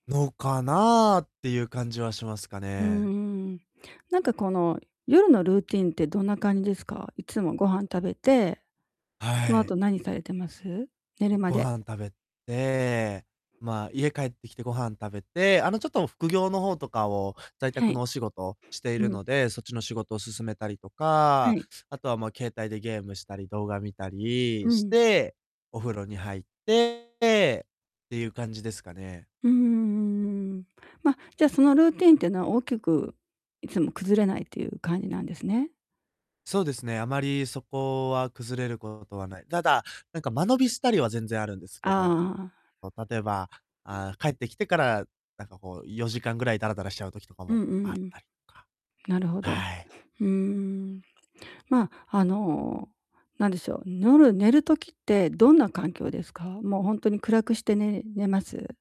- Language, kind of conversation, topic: Japanese, advice, 日常生活の中で回復力を育てるには、変化や不安とどのように向き合えばよいですか？
- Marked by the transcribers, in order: distorted speech; tapping